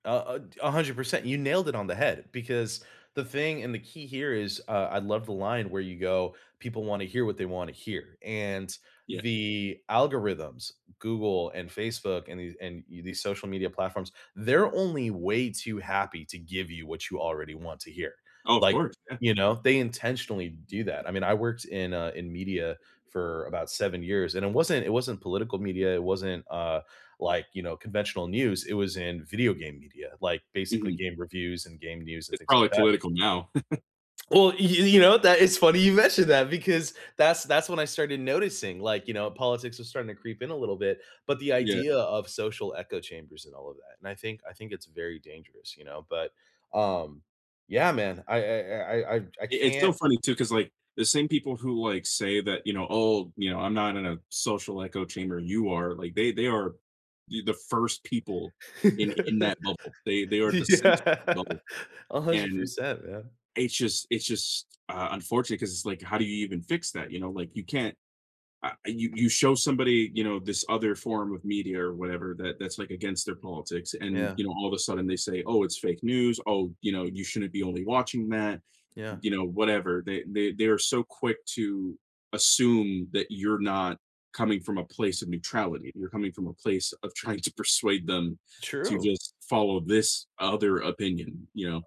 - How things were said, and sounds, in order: other background noise; tapping; chuckle; laugh; laughing while speaking: "Yeah"; laughing while speaking: "trying to"
- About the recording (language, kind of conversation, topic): English, unstructured, How can citizens keep politics positive and hopeful?
- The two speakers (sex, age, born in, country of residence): male, 30-34, United States, United States; male, 35-39, United States, United States